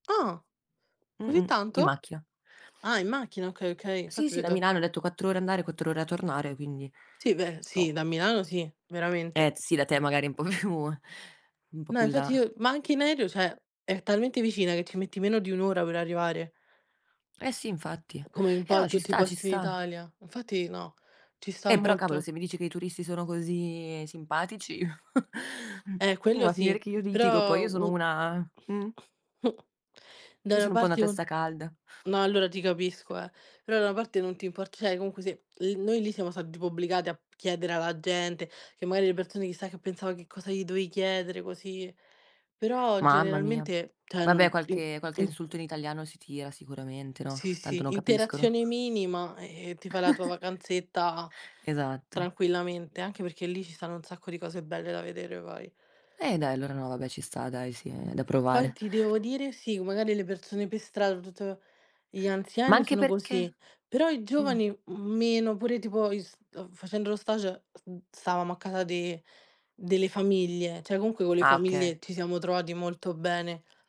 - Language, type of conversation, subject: Italian, unstructured, Come ti relazioni con le persone del posto durante un viaggio?
- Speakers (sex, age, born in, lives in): female, 20-24, Italy, Italy; female, 25-29, Italy, Italy
- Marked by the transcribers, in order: tapping; other background noise; laughing while speaking: "più"; "cioè" said as "ceh"; "Infatti" said as "nfatti"; drawn out: "così"; chuckle; snort; "cioè" said as "ceh"; "cioè" said as "ceh"; chuckle; "cioè" said as "ceh"